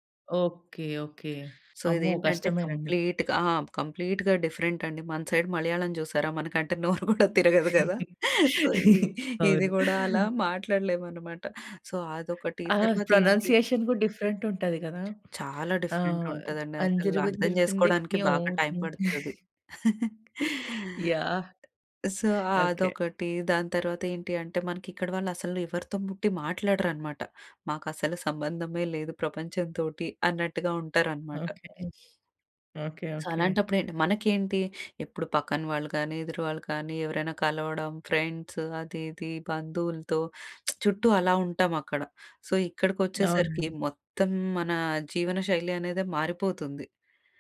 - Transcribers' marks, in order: tapping; in English: "సో"; in English: "కంప్లీట్‌గా"; other background noise; in English: "కంప్లీట్‌గా డిఫరెంట్"; in English: "సైడ్"; laugh; laughing while speaking: "కూడా తిరగదు కదా!"; in English: "సో"; in English: "సో"; in English: "ప్రొనౌన్సియేషన్"; in English: "డిఫరెంట్"; in English: "డిఫరెంట్"; chuckle; in English: "సో"; chuckle; sniff; in English: "సో"; lip smack; in English: "సో"
- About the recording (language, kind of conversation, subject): Telugu, podcast, ఒక నగరాన్ని సందర్శిస్తూ మీరు కొత్తదాన్ని కనుగొన్న అనుభవాన్ని కథగా చెప్పగలరా?